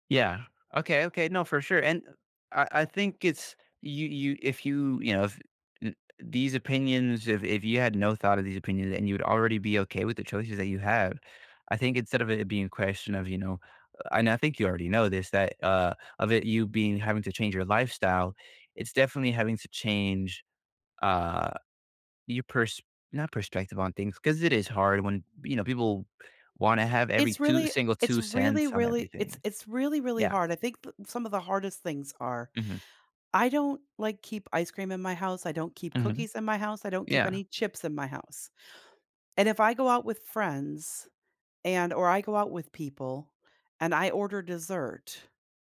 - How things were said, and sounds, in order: none
- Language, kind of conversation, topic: English, advice, How can I stop feeling like I'm not enough?
- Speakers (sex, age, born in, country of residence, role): female, 55-59, United States, United States, user; male, 20-24, Puerto Rico, United States, advisor